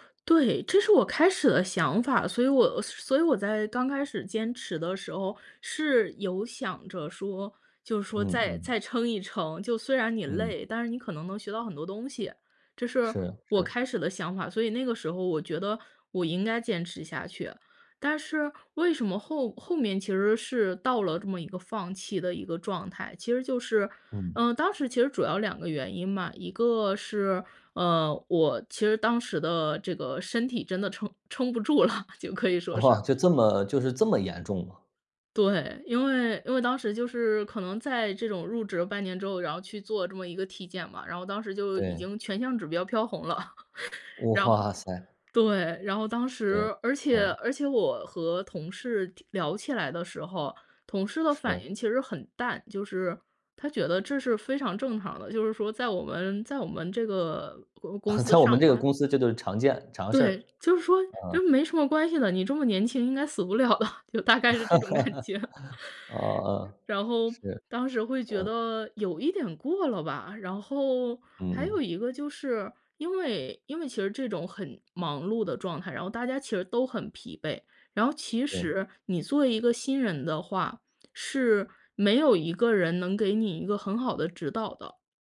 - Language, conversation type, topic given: Chinese, podcast, 你如何判断该坚持还是该放弃呢?
- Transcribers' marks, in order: laughing while speaking: "了"; surprised: "哇塞"; laugh; chuckle; laugh; laughing while speaking: "死不了的，就大概是这种感觉"; laugh